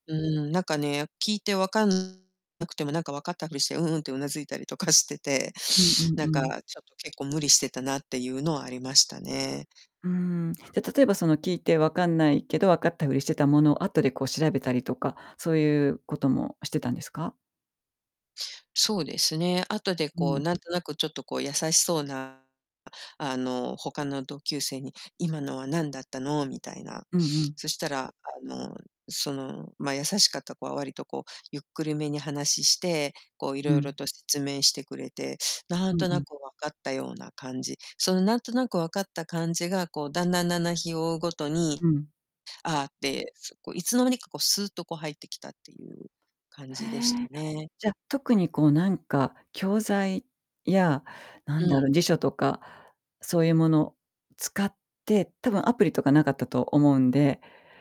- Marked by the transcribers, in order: distorted speech
- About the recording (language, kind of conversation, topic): Japanese, podcast, 言葉の壁をどのように乗り越えましたか？